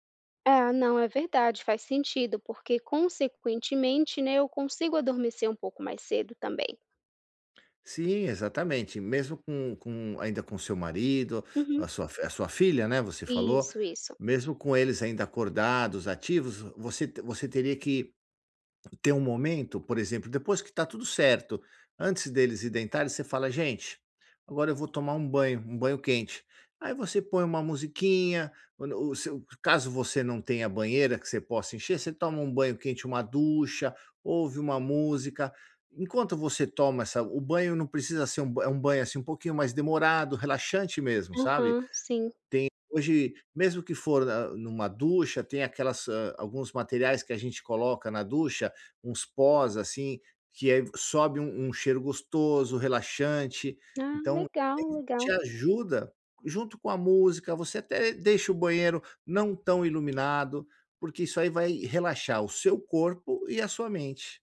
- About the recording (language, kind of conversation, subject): Portuguese, advice, Como posso me sentir mais disposto ao acordar todas as manhãs?
- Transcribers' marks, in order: tapping; other background noise